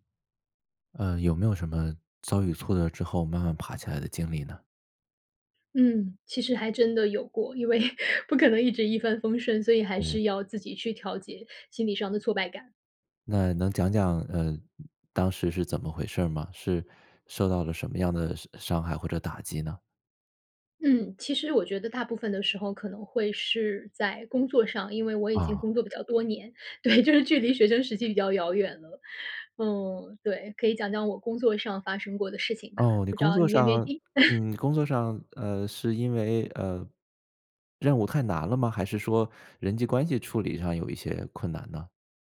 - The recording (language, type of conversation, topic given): Chinese, podcast, 受伤后你如何处理心理上的挫败感？
- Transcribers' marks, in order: laughing while speaking: "因为不可能一直一帆风顺"; tapping; laughing while speaking: "对"; chuckle; other background noise